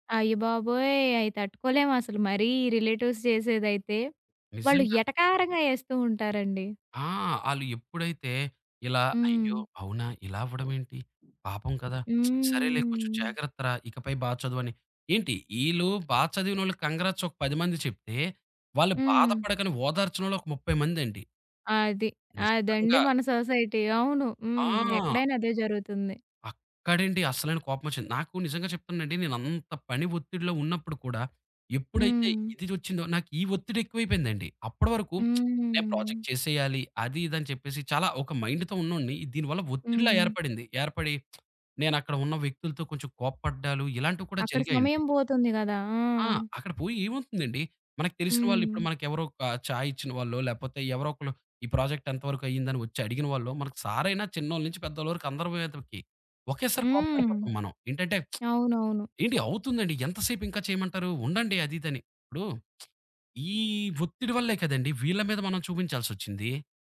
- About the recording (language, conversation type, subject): Telugu, podcast, స్మార్ట్‌ఫోన్‌లో మరియు సోషల్ మీడియాలో గడిపే సమయాన్ని నియంత్రించడానికి మీకు సరళమైన మార్గం ఏది?
- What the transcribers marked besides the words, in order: other background noise; in English: "రిలేటివ్స్"; drawn out: "హ్మ్"; in English: "కాంగ్రాట్స్"; in English: "సొసైటీ"; in English: "ప్రాజెక్ట్"; in English: "మైండ్‌తో"; in English: "ప్రాజెక్ట్"; lip smack; lip smack